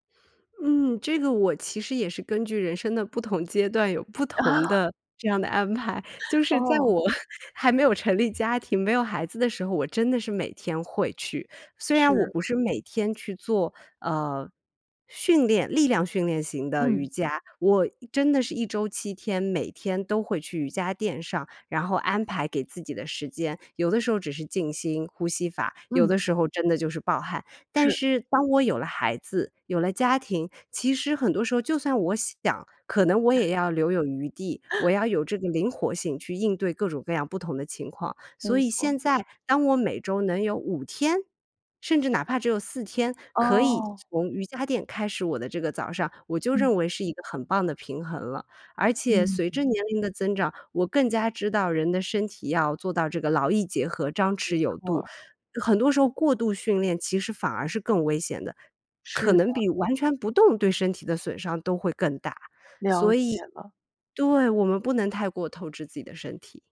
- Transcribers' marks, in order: laugh; other background noise; joyful: "这样的安排。就是在我"; laugh; chuckle; chuckle; laugh
- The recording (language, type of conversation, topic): Chinese, podcast, 说说你的晨间健康习惯是什么？